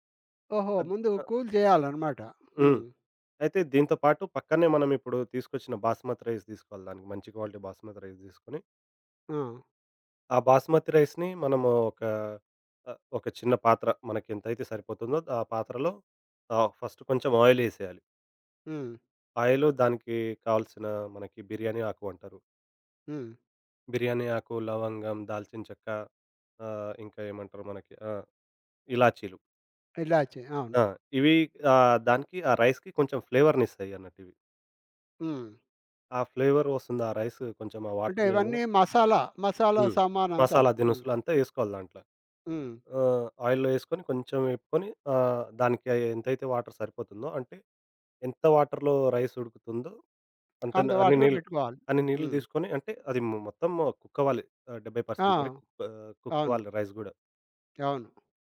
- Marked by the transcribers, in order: in English: "కూల్"; in English: "బాస్మతి రైస్"; in English: "క్వాలిటీ బాస్మతి రైస్"; in English: "బాస్మతి రైస్‌ని"; in English: "ఫస్ట్"; in English: "ఆయిల్"; in English: "ఇలాచీలు"; in English: "ఇలాచి"; in English: "రైస్‌కి"; in English: "ఫ్లేవర్‌నిస్తాయి"; in English: "ఫ్లేవర్"; in English: "వాటర్‌లో"; in English: "ఆయిల్‌లో"; in English: "వాటర్"; in English: "వాటర్‌లో రైస్"; tapping; in English: "పర్సెంట్"; other background noise; in English: "రైస్"
- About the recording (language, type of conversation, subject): Telugu, podcast, వంటను కలిసి చేయడం మీ ఇంటికి ఎలాంటి ఆత్మీయ వాతావరణాన్ని తెస్తుంది?